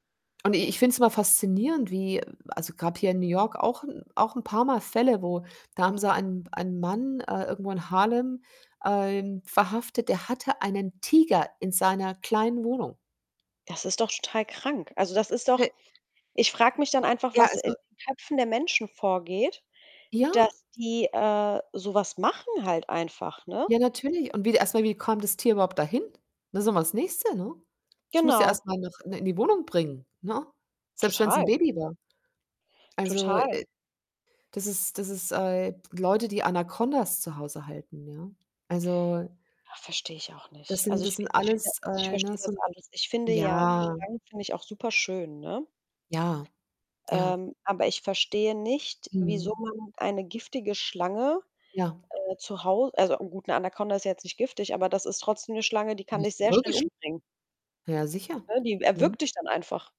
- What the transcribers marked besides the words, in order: other background noise; distorted speech; static
- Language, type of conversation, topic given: German, unstructured, Sollten exotische Tiere als Haustiere verboten werden?